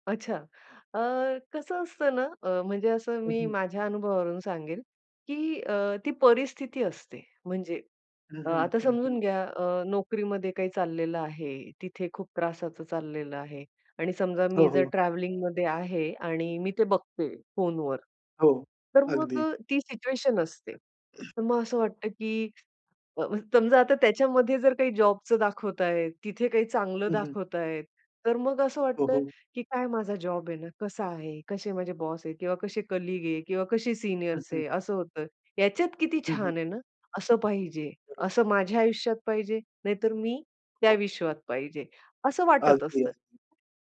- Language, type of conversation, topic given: Marathi, podcast, तुम्हाला कल्पनातीत जगात निघून जायचं वाटतं का?
- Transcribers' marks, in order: tapping; other background noise; other noise; in English: "कलीग"